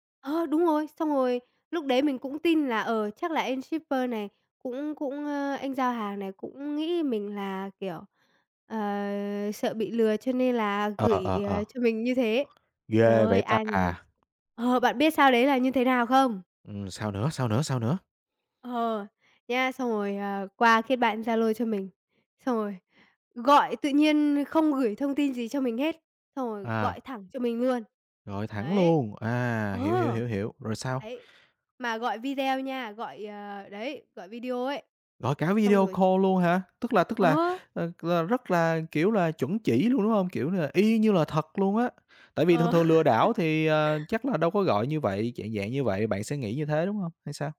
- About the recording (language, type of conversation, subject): Vietnamese, podcast, Bạn có thể kể về lần bạn bị lừa trên mạng và bài học rút ra từ đó không?
- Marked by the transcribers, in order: in English: "shipper"; tapping; other background noise; in English: "video call"; laughing while speaking: "Ờ"; chuckle